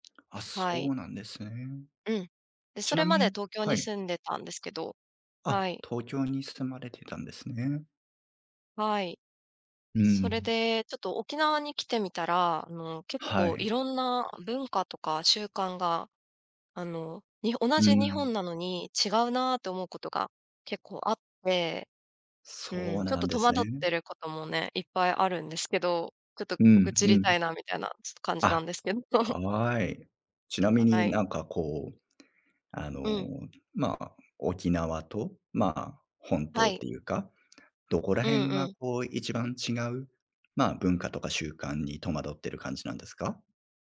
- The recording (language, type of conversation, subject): Japanese, advice, 現地の文化や習慣に戸惑っていることを教えていただけますか？
- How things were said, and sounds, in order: tapping; other background noise; laugh